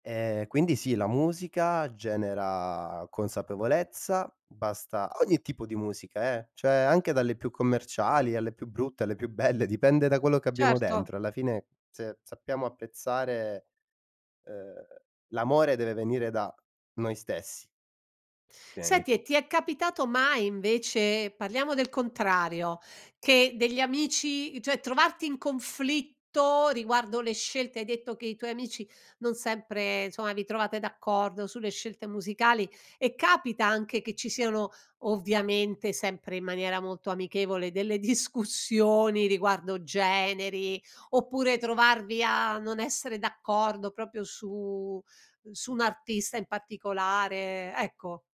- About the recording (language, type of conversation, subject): Italian, podcast, Come influenzano le tue scelte musicali gli amici?
- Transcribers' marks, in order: laughing while speaking: "belle"; "Prima" said as "pima"